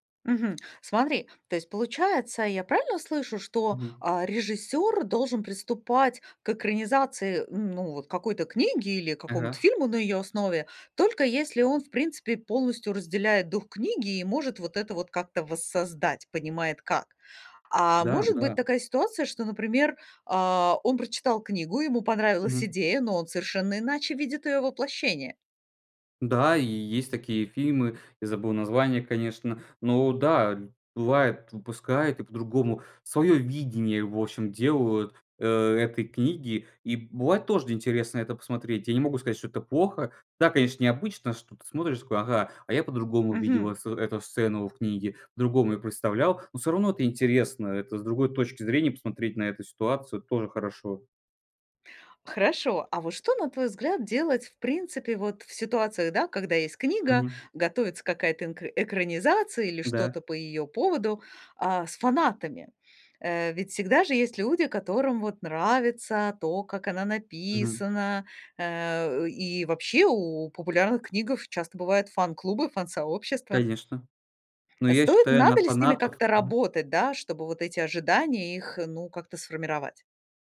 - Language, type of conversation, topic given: Russian, podcast, Как адаптировать книгу в хороший фильм без потери сути?
- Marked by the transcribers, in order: other noise